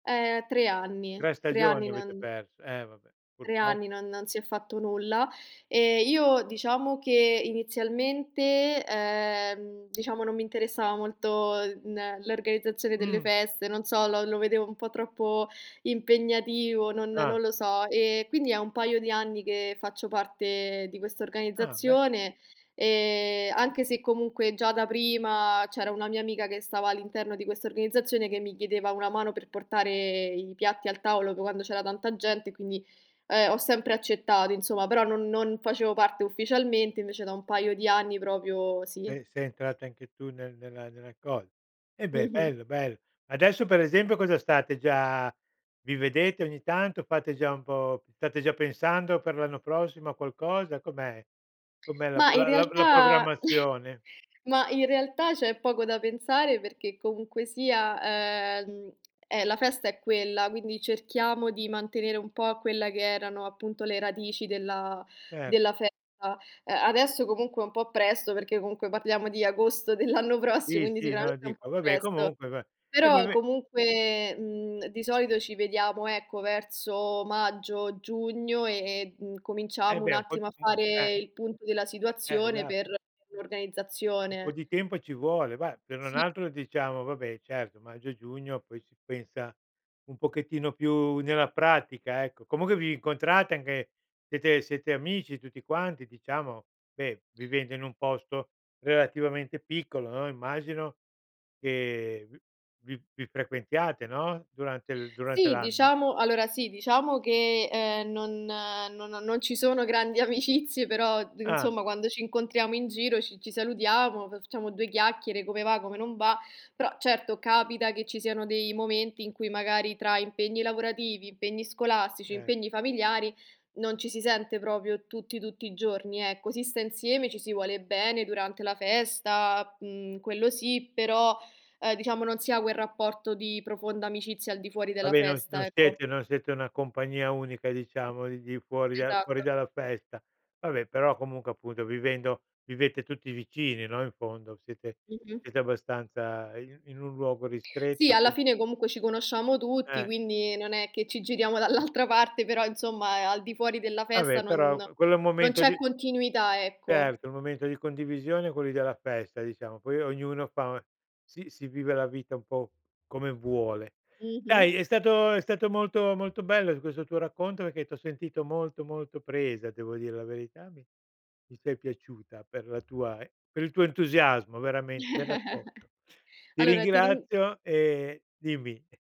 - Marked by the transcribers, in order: drawn out: "e"; "proprio" said as "propio"; other background noise; chuckle; laughing while speaking: "dell'anno prossimo"; unintelligible speech; laughing while speaking: "amicizie"; "proprio" said as "propio"; laughing while speaking: "dall'altra parte"; chuckle; other noise
- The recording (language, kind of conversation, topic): Italian, podcast, Mi racconti di una festa locale a cui sei particolarmente legato?
- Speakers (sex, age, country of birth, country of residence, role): female, 25-29, Italy, Italy, guest; male, 70-74, Italy, Italy, host